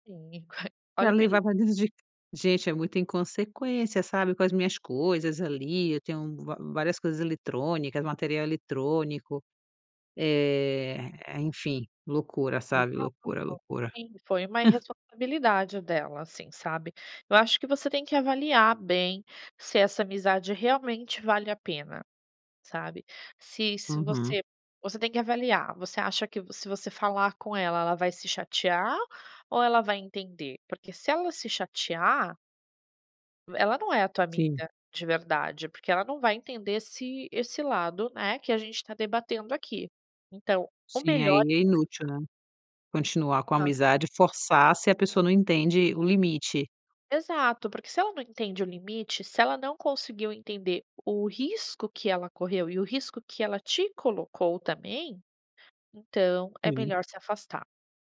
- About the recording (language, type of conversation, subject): Portuguese, advice, Como lidar com um conflito com um amigo que ignorou meus limites?
- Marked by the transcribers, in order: chuckle; chuckle; unintelligible speech